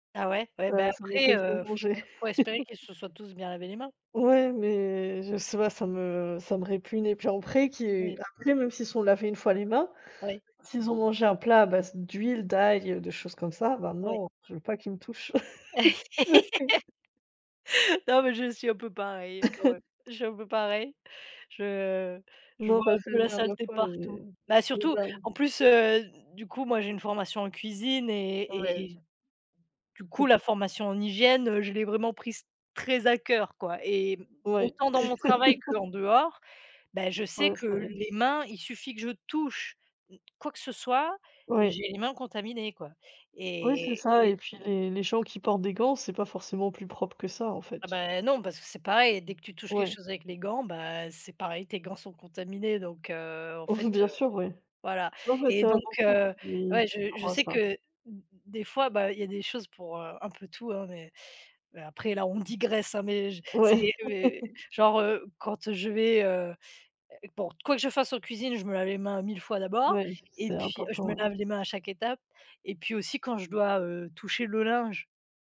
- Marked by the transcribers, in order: laugh; laugh; chuckle; tapping; unintelligible speech; chuckle; laugh; chuckle; laughing while speaking: "Ouais"; laugh
- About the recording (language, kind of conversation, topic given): French, unstructured, Quels sont les bienfaits d’une alimentation locale pour notre santé et notre environnement ?